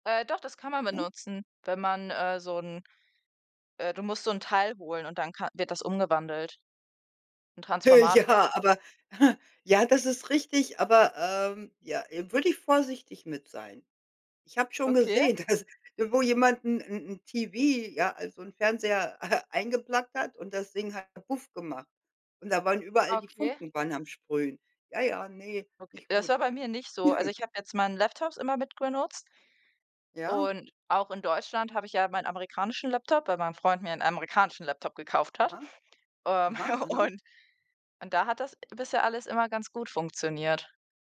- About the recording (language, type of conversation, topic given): German, unstructured, Wie würdest du mit finanziellen Sorgen umgehen?
- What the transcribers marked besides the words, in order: unintelligible speech; laughing while speaking: "ja"; chuckle; laughing while speaking: "dass"; chuckle; in English: "eingeplugged"; chuckle; chuckle; laughing while speaking: "Und"